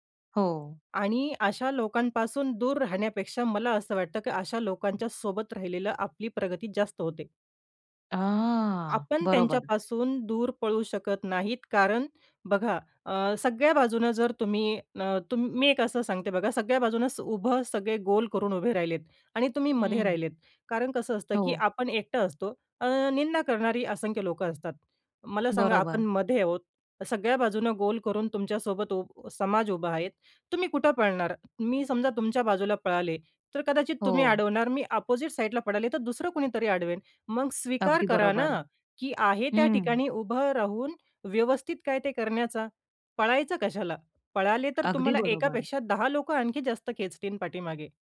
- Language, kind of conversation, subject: Marathi, podcast, अपयशामुळे सर्जनशील विचारांना कोणत्या प्रकारे नवी दिशा मिळते?
- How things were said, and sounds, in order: drawn out: "हां"; other background noise; tapping